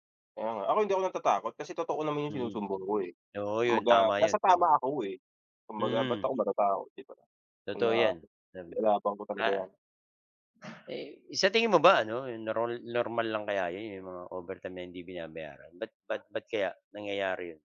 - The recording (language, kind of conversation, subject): Filipino, unstructured, Ano ang masasabi mo tungkol sa pagtatrabaho nang lampas sa oras na walang bayad?
- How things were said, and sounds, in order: tapping; other background noise; background speech